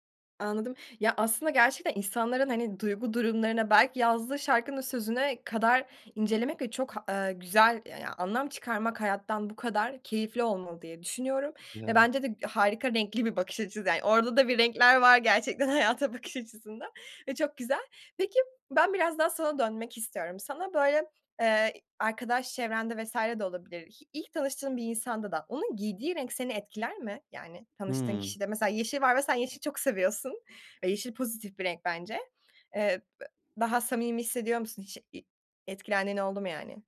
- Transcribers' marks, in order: laughing while speaking: "Orada da bir renkler var gerçekten, hayata bakış açısında"
- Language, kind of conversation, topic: Turkish, podcast, Hangi renkler sana enerji verir, hangileri sakinleştirir?